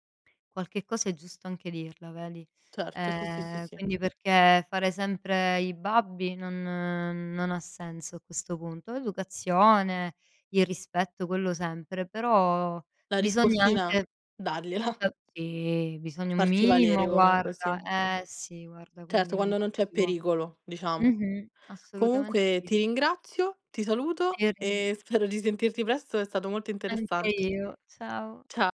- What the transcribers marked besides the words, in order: other background noise; drawn out: "non"; laughing while speaking: "dargliela"; unintelligible speech; tapping; unintelligible speech
- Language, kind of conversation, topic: Italian, unstructured, Che cosa pensi della vendetta?
- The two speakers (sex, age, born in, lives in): female, 20-24, Italy, Italy; female, 35-39, Italy, Italy